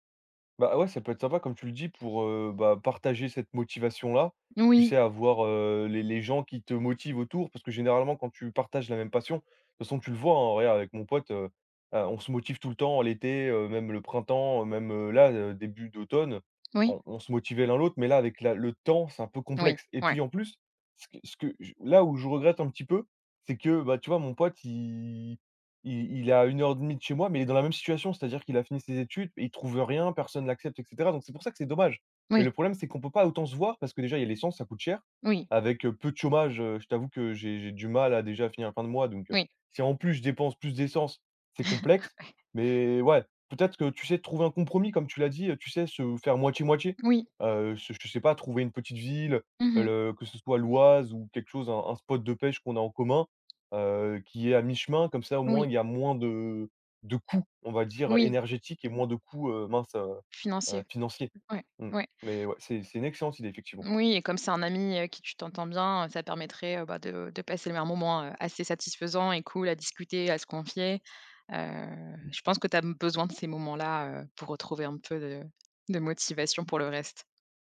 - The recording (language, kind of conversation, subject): French, advice, Pourquoi est-ce que j’abandonne une nouvelle routine d’exercice au bout de quelques jours ?
- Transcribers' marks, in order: laugh; tapping